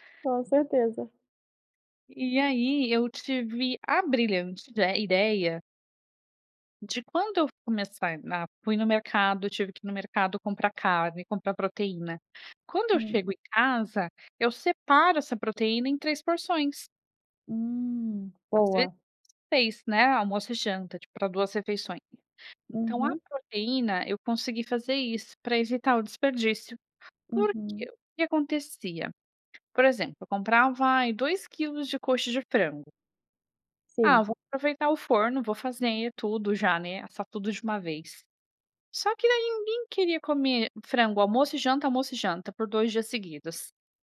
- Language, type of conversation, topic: Portuguese, podcast, Que dicas você dá para reduzir o desperdício de comida?
- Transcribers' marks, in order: none